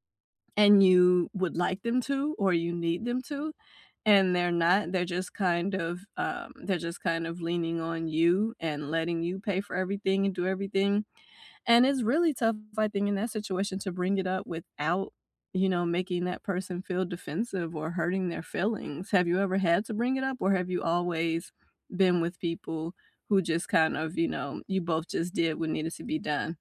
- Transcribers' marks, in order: none
- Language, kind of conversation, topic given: English, unstructured, How can you talk about money or splitting costs with friends or partners without making things awkward?
- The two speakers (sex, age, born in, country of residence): female, 45-49, United States, United States; male, 35-39, United States, United States